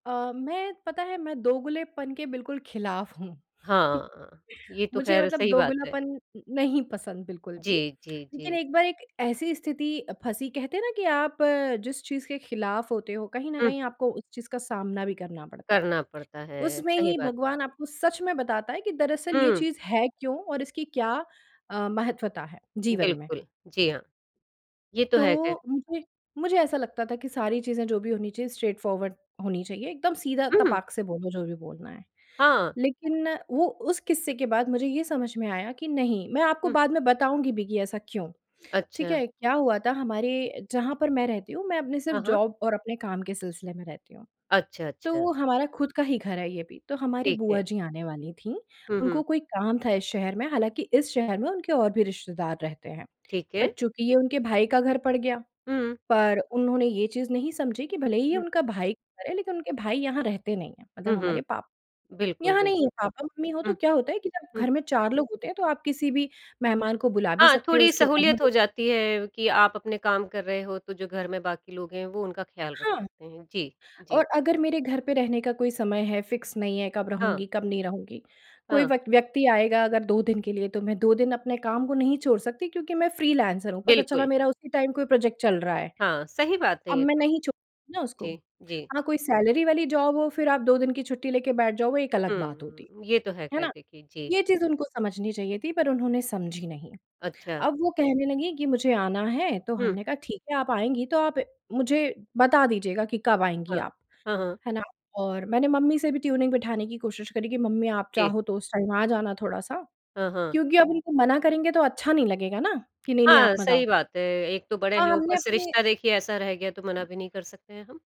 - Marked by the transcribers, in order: chuckle; in English: "स्ट्रेट फॉरवर्ड"; in English: "जॉब"; in English: "फिक्स"; in English: "टाइम"; in English: "प्रोजेक्ट"; in English: "सैलरी"; in English: "जॉब"; in English: "ट्यूनिंग"; in English: "टाइम"
- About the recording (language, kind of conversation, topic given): Hindi, podcast, रिश्तों से आपने क्या सबसे बड़ी बात सीखी?